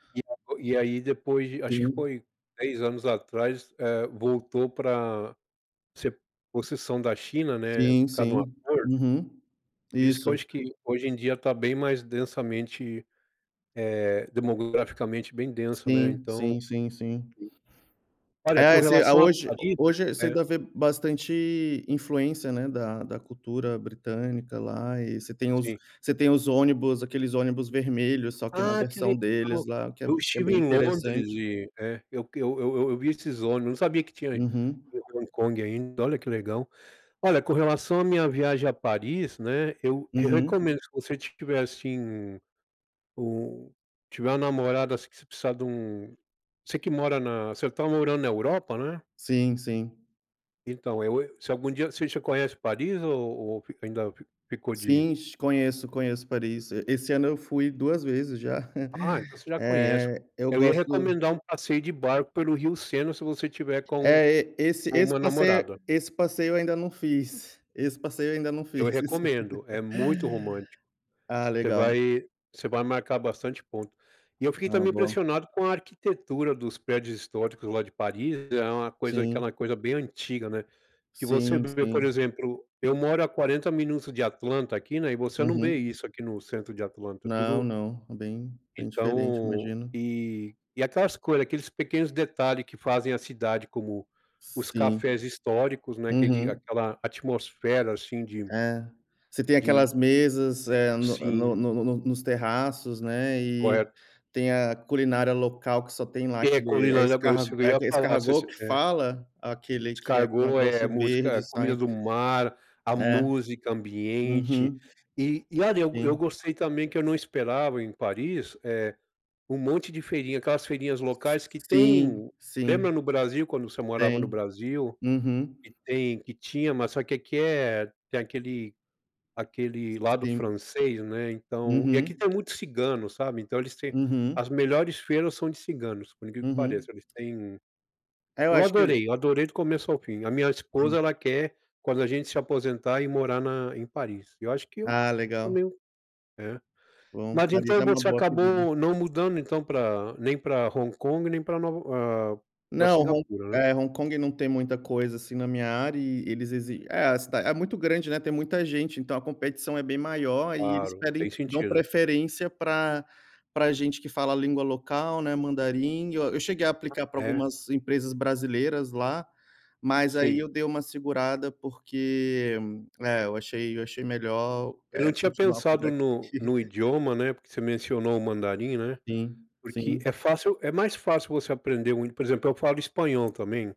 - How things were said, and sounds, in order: unintelligible speech; other noise; chuckle; laugh; tapping
- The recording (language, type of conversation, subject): Portuguese, unstructured, Qual foi a viagem mais inesquecível que você já fez?